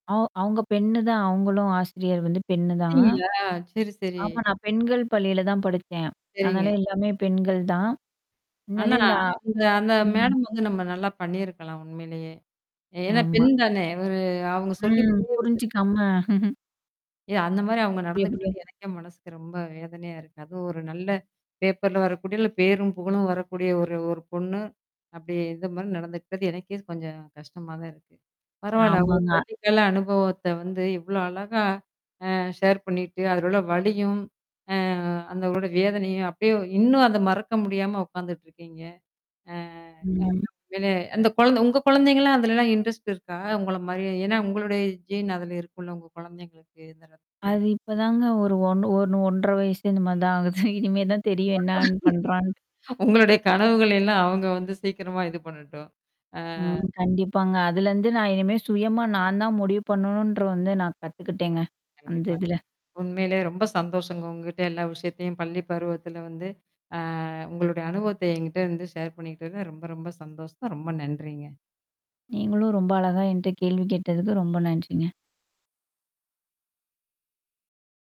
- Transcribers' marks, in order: static; other noise; unintelligible speech; tapping; other background noise; distorted speech; chuckle; in English: "இன்ட்ரெஸ்ட்"; in English: "ஜீன்"; mechanical hum; chuckle; in English: "ஷேர்"; horn
- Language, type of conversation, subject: Tamil, podcast, பள்ளிக்கால அனுபவங்கள் உங்களுக்கு என்ன கற்றுத்தந்தன?